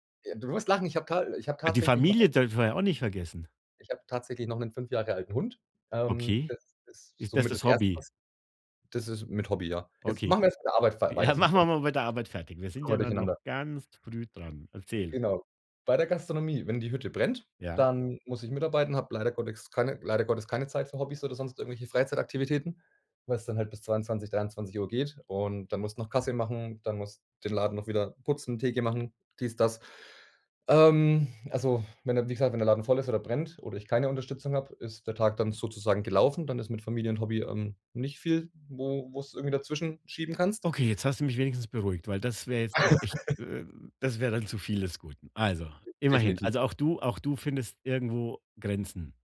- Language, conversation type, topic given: German, podcast, Wie kann man Hobbys gut mit Job und Familie verbinden?
- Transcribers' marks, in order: joyful: "Ja, machen wir mal mit der"; stressed: "ganz"; "Gottes" said as "Gottex"; stressed: "Ähm"; other background noise; laugh